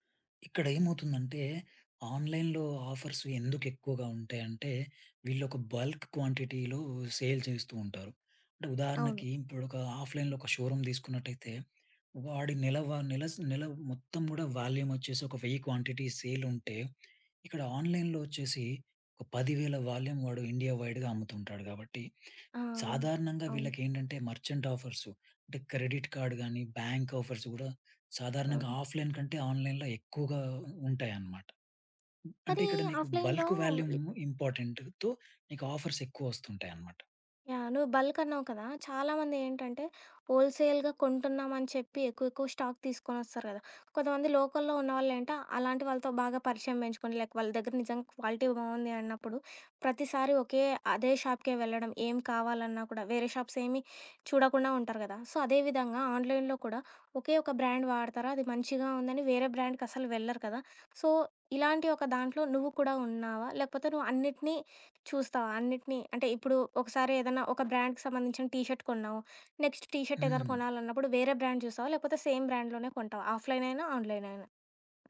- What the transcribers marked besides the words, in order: in English: "ఆన్‌లైన్‌లో"; in English: "బల్క్ క్వాంటిటీలో సేల్"; in English: "ఆఫ్‌లైన్‌లో"; in English: "షోరూమ్"; in English: "వాల్యూమ్"; in English: "క్వాంటిటీ"; in English: "ఆన్‌లైన్‌లో"; in English: "వాల్యూమ్"; in English: "వైడ్‌గా"; in English: "మర్చంట్"; in English: "క్రెడిట్ కార్డ్"; in English: "బాంక్ ఆఫర్స్"; in English: "ఆఫ్‌లైన్"; in English: "ఆన్‌లైన్‌లో"; in English: "ఆఫ్‌లైన్‌లో"; in English: "బల్క్ వాల్యూమ్ ఇంపార్టెంట్‌తో"; in English: "ఆఫర్స్"; in English: "హోల్‌సేల్‌గా"; in English: "స్టాక్"; in English: "లోకల్‌లో"; in English: "లైక్"; in English: "క్వాలిటీ"; in English: "షాప్‌కే"; in English: "షాప్స్"; in English: "సో"; in English: "ఆన్‌లైన్‌లో"; in English: "బ్రాండ్"; in English: "బ్రాండ్‌కసలు"; in English: "సో"; in English: "బ్రాండ్‌కి"; in English: "టీ షర్ట్"; in English: "నెక్స్ట్ టీ షర్ట్"; in English: "బ్రాండ్"; in English: "సేమ్ బ్రాండ్‌లోనే"; in English: "ఆఫ్‌లైన్"; in English: "ఆన్‌లైన్"; tapping
- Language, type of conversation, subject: Telugu, podcast, ఆన్‌లైన్ షాపింగ్‌లో మీరు ఎలా సురక్షితంగా ఉంటారు?